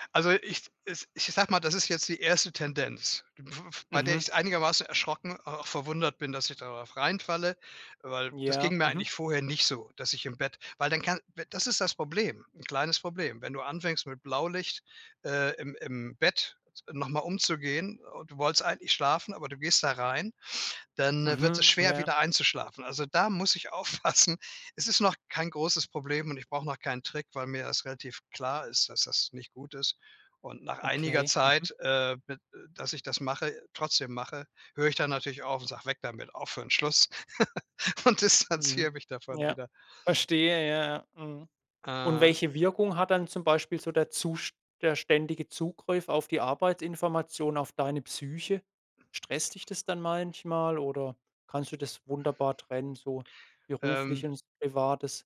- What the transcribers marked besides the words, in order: other noise; laughing while speaking: "aufpassen"; chuckle; laughing while speaking: "und distanziere mich"; other background noise
- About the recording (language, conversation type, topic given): German, podcast, Wie trennst du auf dem Smartphone Arbeit und Privatleben?